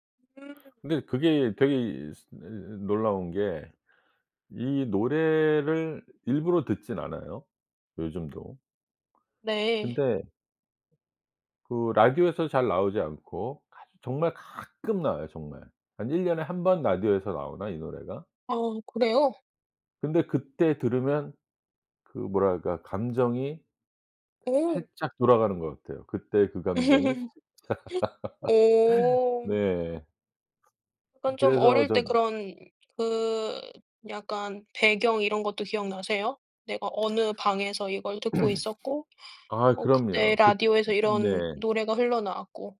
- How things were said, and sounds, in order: stressed: "가끔"; laugh; laughing while speaking: "살짝"; laugh; other background noise; throat clearing
- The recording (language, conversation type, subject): Korean, podcast, 어떤 음악을 들으면 옛사랑이 생각나나요?